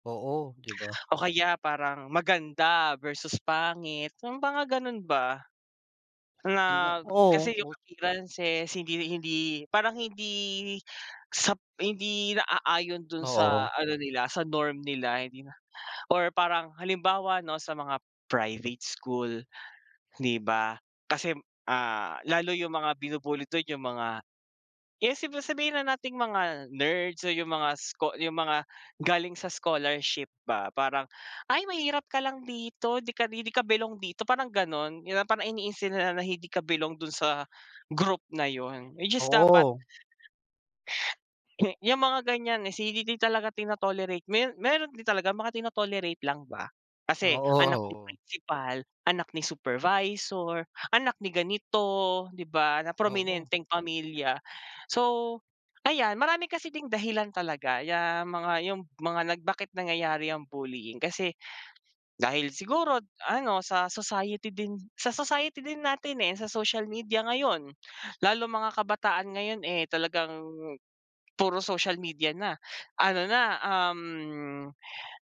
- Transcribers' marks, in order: other background noise; in English: "norm"; unintelligible speech; in English: "nerds"
- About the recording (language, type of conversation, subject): Filipino, unstructured, Ano ang masasabi mo tungkol sa problema ng pambu-bully sa mga paaralan?